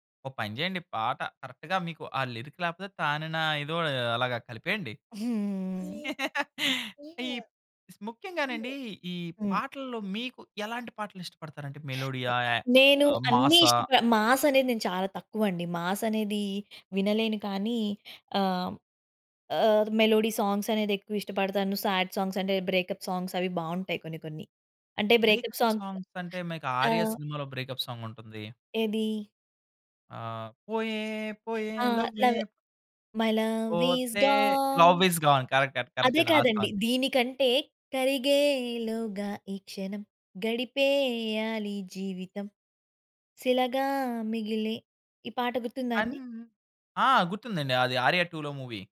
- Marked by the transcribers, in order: in English: "కరెక్ట్‌గా"; in English: "లిరిక్"; laugh; other background noise; in English: "మాస్"; in English: "మాస్"; in English: "మెలోడీ సాంగ్స్"; in English: "సాడ్ సాంగ్స్"; in English: "బ్రేకప్ సాంగ్స్"; in English: "బ్రేకప్ సాంగ్స్"; in English: "బ్రేకప్ సాంగ్స్"; other noise; in English: "బ్రేకప్ సాంగ్"; singing: "పోయే పోయే లవ్వే"; singing: "మై లవ్ ఇస్ గాన్"; in English: "మై లవ్ ఇస్ గాన్"; singing: "పోతే"; in English: "లవ్ ఇస్ గాన్ కరెక్ట్"; in English: "సాంగ్"; singing: "కరిగేలోగా ఈ క్షణం గడిపేయాలి జీవితం శిలగా మిగిలి"; in English: "మూవీ"
- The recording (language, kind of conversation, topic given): Telugu, podcast, పిల్లల వయసులో విన్న పాటలు ఇప్పటికీ మీ మనసును ఎలా తాకుతున్నాయి?